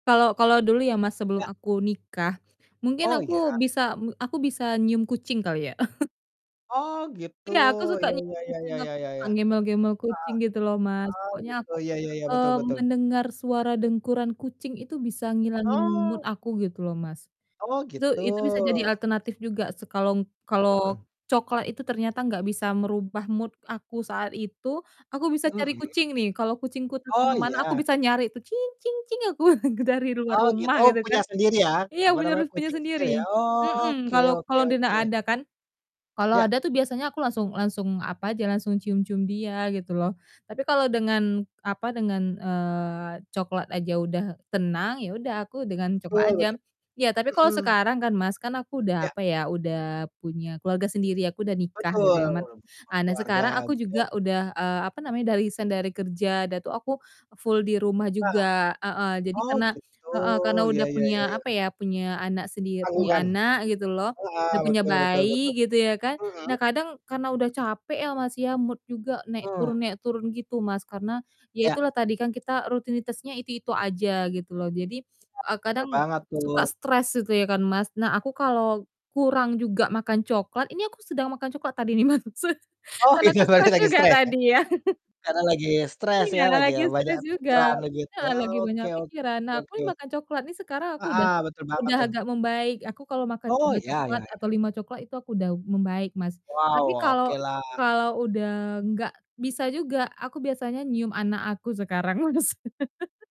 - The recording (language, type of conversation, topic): Indonesian, unstructured, Apa hal kecil yang bisa membuat suasana hati kamu langsung membaik?
- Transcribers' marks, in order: chuckle; distorted speech; in English: "mood"; in English: "mood"; laughing while speaking: "aku"; in English: "mood"; laughing while speaking: "Mas"; laughing while speaking: "Oh, iya, berarti"; chuckle; laugh; tapping; laugh